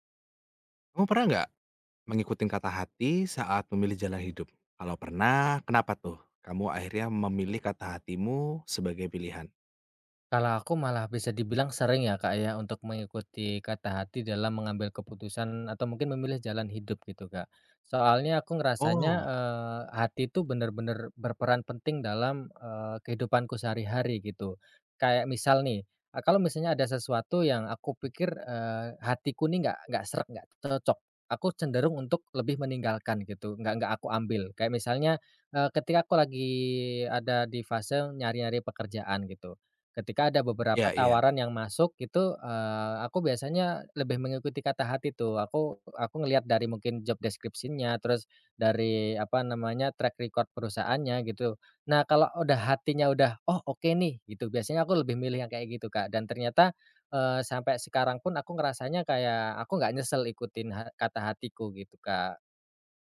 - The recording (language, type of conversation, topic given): Indonesian, podcast, Pernah nggak kamu mengikuti kata hati saat memilih jalan hidup, dan kenapa?
- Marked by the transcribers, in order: in English: "job"; in English: "track record"